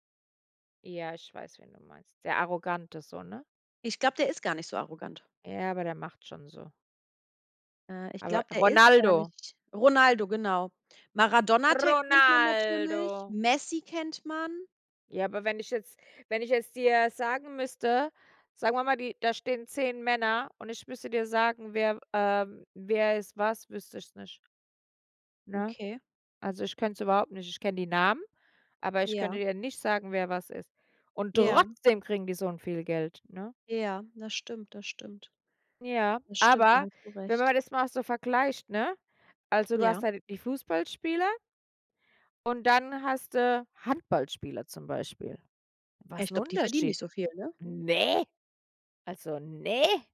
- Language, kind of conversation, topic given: German, unstructured, Ist es gerecht, dass Profisportler so hohe Gehälter bekommen?
- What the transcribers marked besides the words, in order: drawn out: "Ronaldo"; put-on voice: "Ronaldo"; unintelligible speech; stressed: "trotzdem"; stressed: "aber"; angry: "Ne"